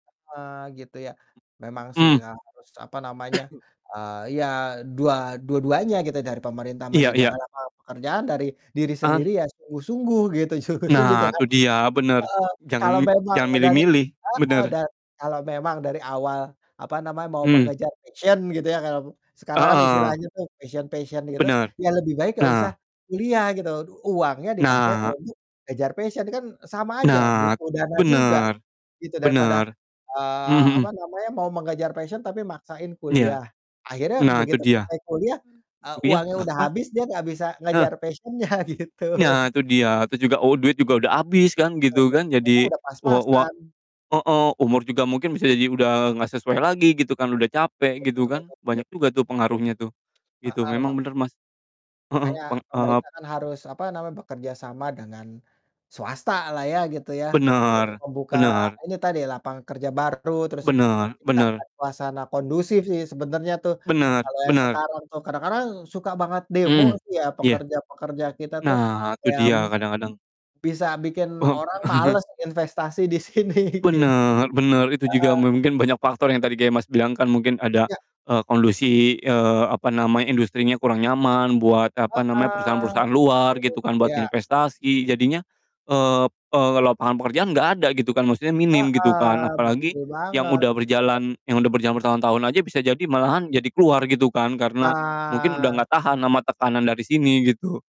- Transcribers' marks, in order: other background noise; distorted speech; cough; laughing while speaking: "sungguh-sungguh"; in English: "passion"; in English: "passion-passion"; in English: "passion"; in English: "passion"; in English: "passion-nya"; chuckle; laughing while speaking: "gitu"; tapping; unintelligible speech; chuckle; laughing while speaking: "di sini"; "kondisi" said as "kondusi"
- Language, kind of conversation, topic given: Indonesian, unstructured, Bagaimana seharusnya pemerintah mengatasi masalah pengangguran?